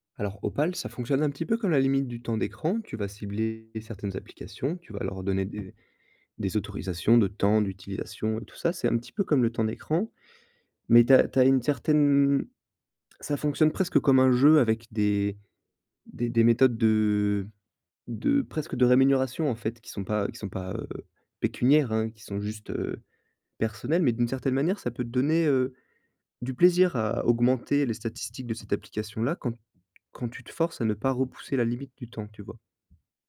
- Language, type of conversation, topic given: French, advice, Pourquoi est-ce que je dors mal après avoir utilisé mon téléphone tard le soir ?
- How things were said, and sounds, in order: tapping; other background noise